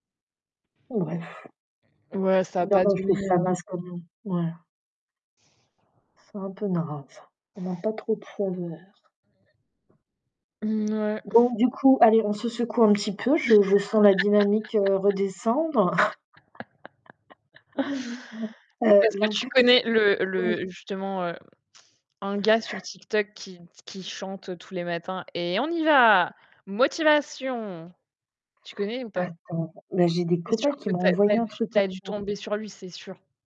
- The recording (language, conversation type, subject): French, unstructured, Quelle est votre relation avec les réseaux sociaux ?
- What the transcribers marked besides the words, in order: distorted speech; chuckle; laugh; other background noise; chuckle; chuckle